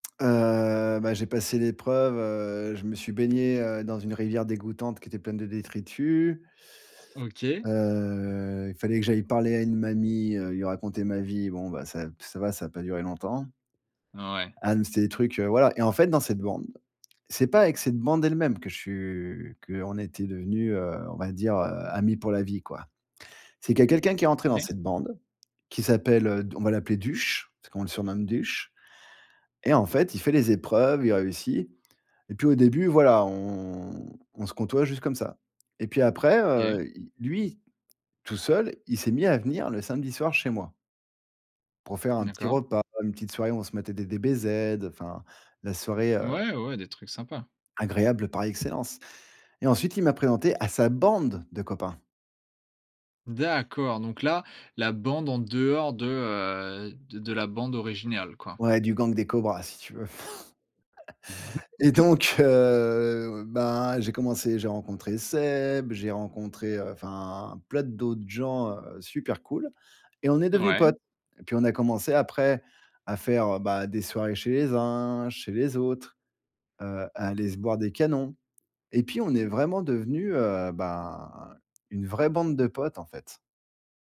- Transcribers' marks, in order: drawn out: "Heu"; drawn out: "Heu"; unintelligible speech; drawn out: "on"; tapping; stressed: "bande"; stressed: "D'accord"; laugh; drawn out: "heu"; chuckle; unintelligible speech
- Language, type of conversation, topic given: French, podcast, Comment as-tu trouvé ta tribu pour la première fois ?